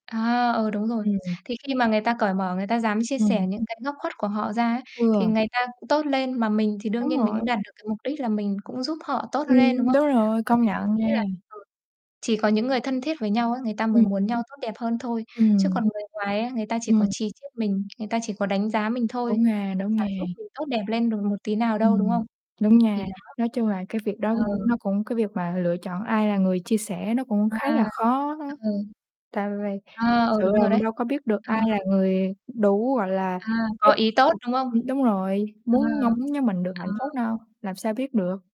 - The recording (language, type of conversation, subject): Vietnamese, unstructured, Tại sao nhiều người ngại chia sẻ về những vấn đề tâm lý của mình?
- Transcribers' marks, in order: other background noise; distorted speech; tapping; unintelligible speech; unintelligible speech